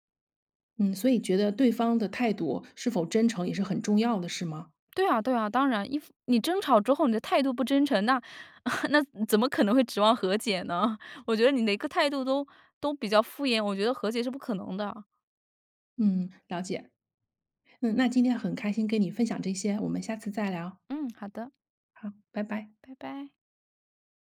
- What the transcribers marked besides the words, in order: chuckle; laughing while speaking: "和解呢？"
- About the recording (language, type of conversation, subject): Chinese, podcast, 有没有一次和解让关系变得更好的例子？